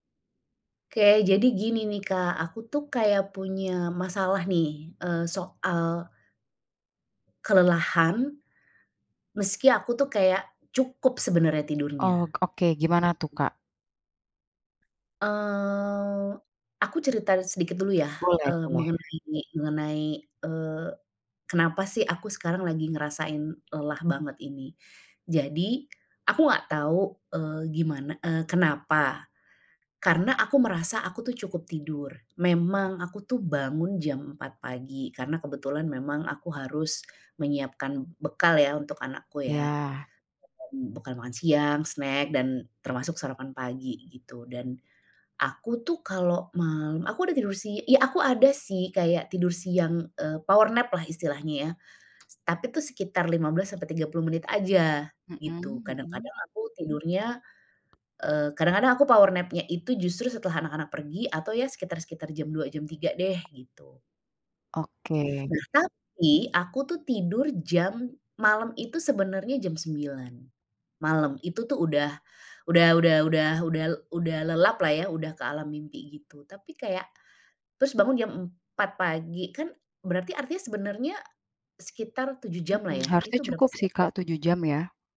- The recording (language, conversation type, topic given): Indonesian, advice, Mengapa saya bangun merasa lelah meski sudah tidur cukup lama?
- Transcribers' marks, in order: in English: "snack"; in English: "power nap"; in English: "power nap-nya"; other background noise